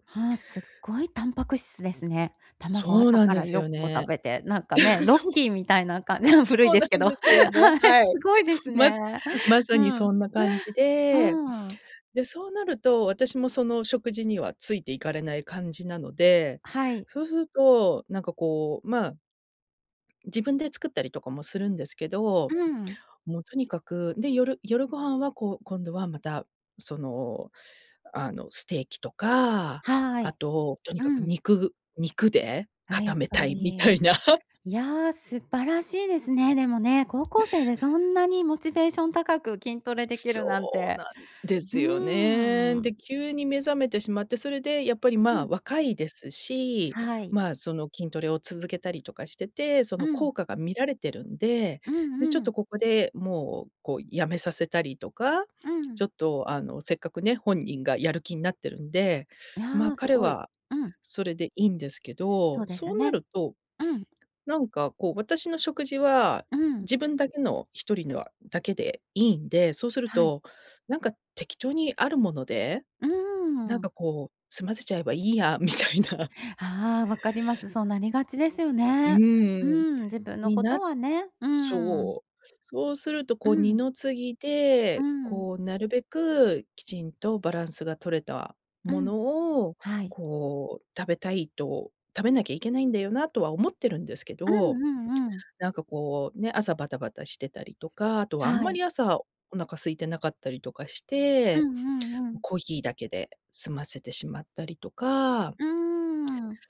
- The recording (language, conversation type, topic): Japanese, advice, 毎日の健康的な食事を習慣にするにはどうすればよいですか？
- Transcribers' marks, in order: laugh; laughing while speaking: "そう、え、そうなんですよね。はい。ます"; laughing while speaking: "感じの、古いですけど、はい"; laughing while speaking: "みたいな"; laughing while speaking: "みたいな"